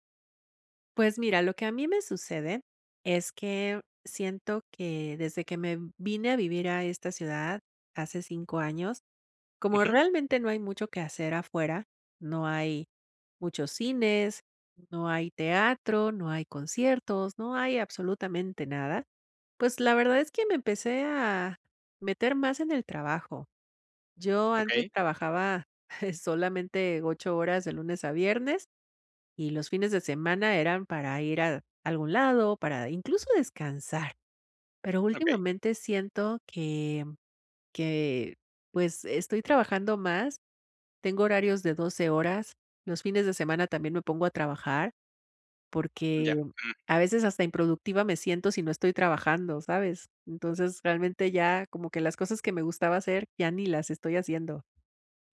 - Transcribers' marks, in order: chuckle
- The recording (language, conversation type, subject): Spanish, advice, ¿Cómo puedo encontrar tiempo para mis pasatiempos entre mis responsabilidades diarias?